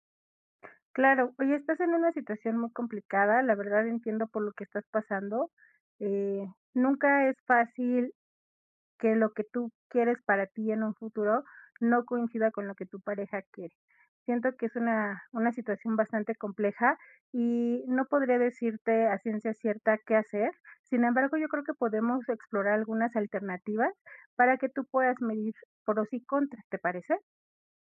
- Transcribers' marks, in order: other noise
- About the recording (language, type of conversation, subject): Spanish, advice, ¿Cómo podemos gestionar nuestras diferencias sobre los planes a futuro?